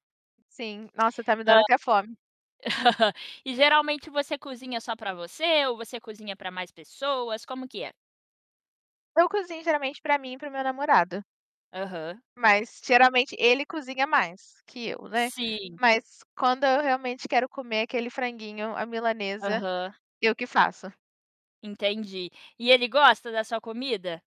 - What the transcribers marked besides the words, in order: tapping; other background noise; distorted speech; chuckle
- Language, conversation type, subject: Portuguese, podcast, Que história engraçada aconteceu com você enquanto estava cozinhando?